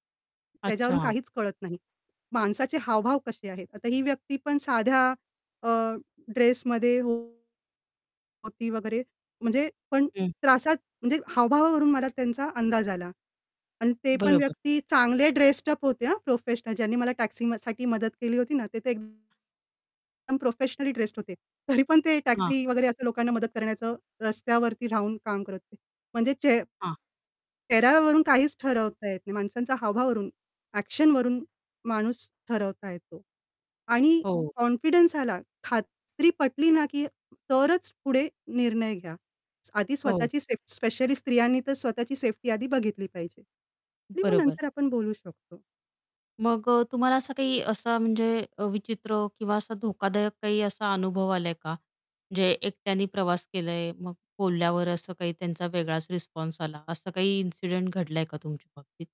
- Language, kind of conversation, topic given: Marathi, podcast, एकटी असलेली व्यक्ती दिसल्यास तिच्याशी बोलायला सुरुवात कशी कराल, एखादं उदाहरण देऊ शकाल का?
- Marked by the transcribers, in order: distorted speech; other background noise; in English: "ड्रेस्ड अप"; static; in English: "ॲक्शनवरून"; in English: "कॉन्फिडन्स"